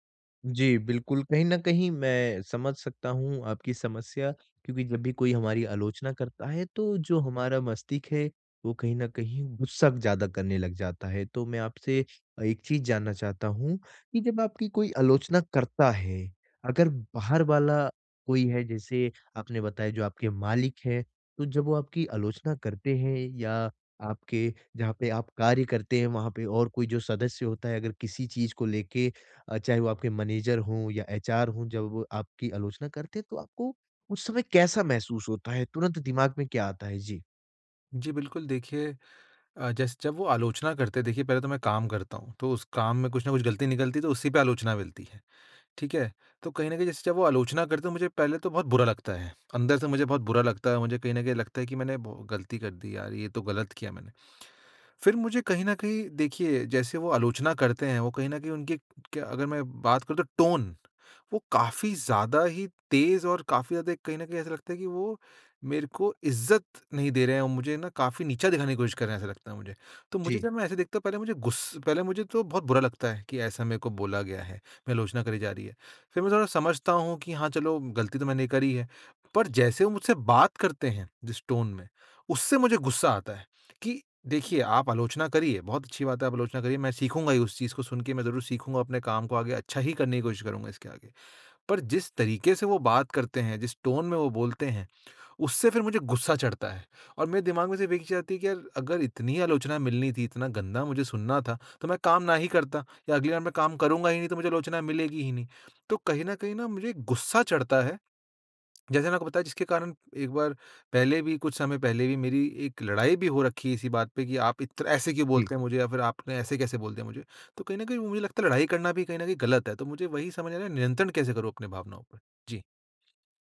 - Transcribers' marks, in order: "मस्तिष्क" said as "मस्तिक"; in English: "मनेजर"; "मैनेज़र" said as "मनेजर"; tongue click; in English: "टोन"; in English: "टोन"; in English: "टोन"
- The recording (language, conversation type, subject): Hindi, advice, आलोचना पर अपनी भावनात्मक प्रतिक्रिया को कैसे नियंत्रित करूँ?
- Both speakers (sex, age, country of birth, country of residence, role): male, 20-24, India, India, advisor; male, 25-29, India, India, user